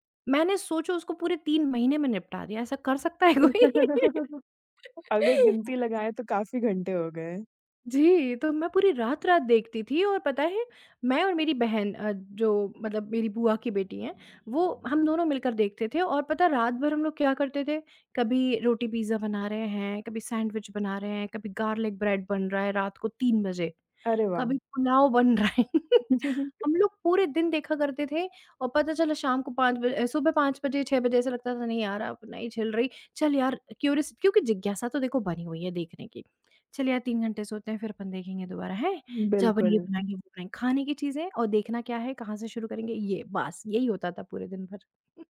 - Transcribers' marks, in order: laugh; tapping; laughing while speaking: "कोई?"; laugh; other background noise; laughing while speaking: "रहा है"; laugh; chuckle; in English: "क्युरीअस"
- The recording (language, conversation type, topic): Hindi, podcast, स्ट्रीमिंग ने सिनेमा के अनुभव को कैसे बदला है?